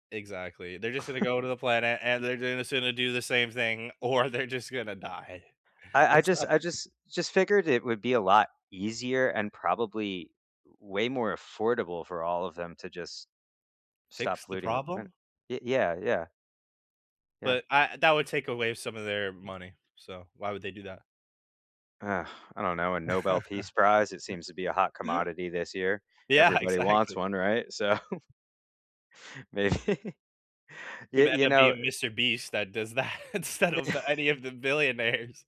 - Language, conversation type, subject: English, unstructured, What do you think about factories polluting the air we breathe?
- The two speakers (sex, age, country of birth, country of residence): male, 20-24, United States, United States; male, 35-39, United States, United States
- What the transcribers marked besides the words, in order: chuckle; other background noise; "sonna" said as "oona"; laughing while speaking: "or they're just gonna die"; chuckle; laughing while speaking: "Yeah, exactly"; laughing while speaking: "So"; laughing while speaking: "Maybe"; laughing while speaking: "that instead"; chuckle